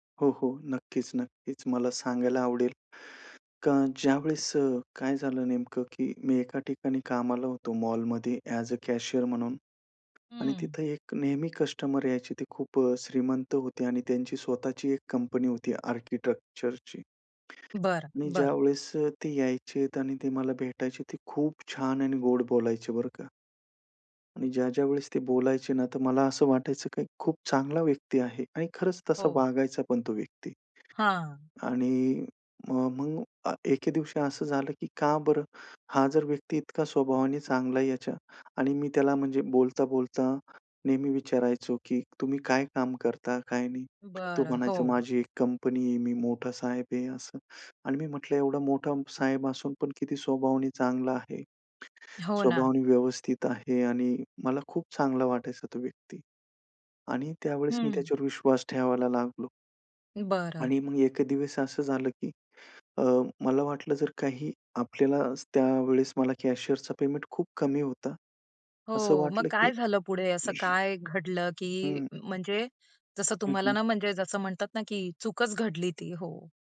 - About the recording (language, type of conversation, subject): Marathi, podcast, तुमची आयुष्यातील सर्वात मोठी चूक कोणती होती आणि त्यातून तुम्ही काय शिकलात?
- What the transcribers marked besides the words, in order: other background noise; in English: "आर्किटेक्चरची"; throat clearing